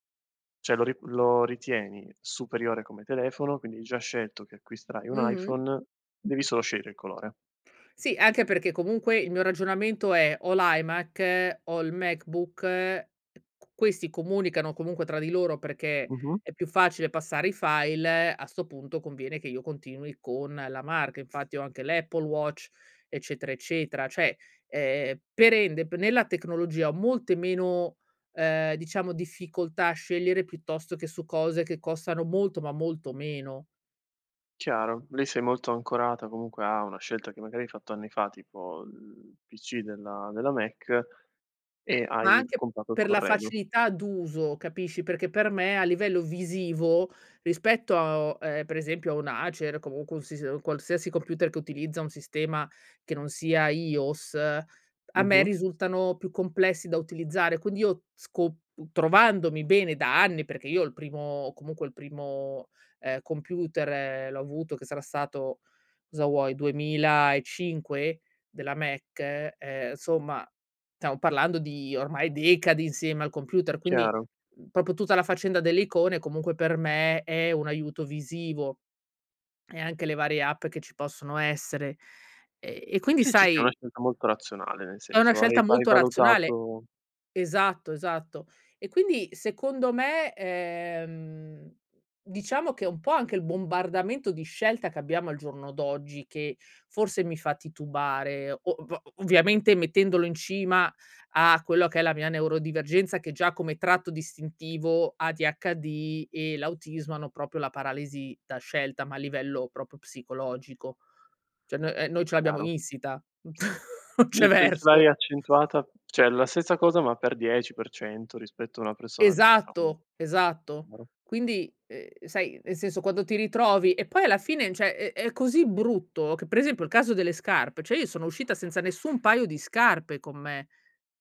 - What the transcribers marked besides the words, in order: "cioè" said as "ceh"; tapping; "Cioè" said as "ceh"; "stiamo" said as "tamo"; "proprio" said as "popio"; "proprio" said as "propio"; "proprio" said as "propio"; "Cioè" said as "ceh"; other background noise; chuckle; laughing while speaking: "non c'è verso!"; "cioè" said as "ceh"; unintelligible speech; "cioè" said as "ceh"; "cioè" said as "ceh"
- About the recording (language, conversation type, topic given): Italian, podcast, Come riconosci che sei vittima della paralisi da scelta?